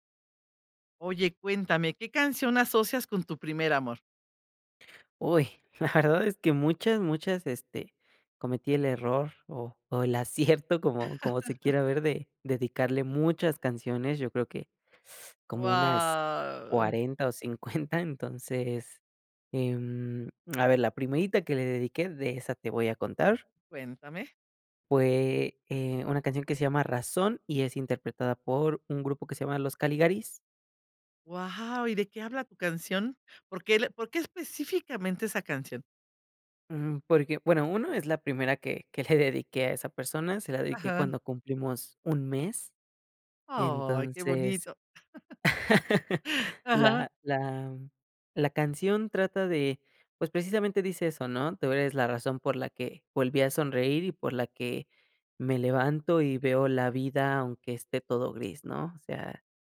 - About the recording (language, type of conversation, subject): Spanish, podcast, ¿Qué canción asocias con tu primer amor?
- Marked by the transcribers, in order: chuckle; drawn out: "Wao"; laughing while speaking: "cincuenta"; other background noise; chuckle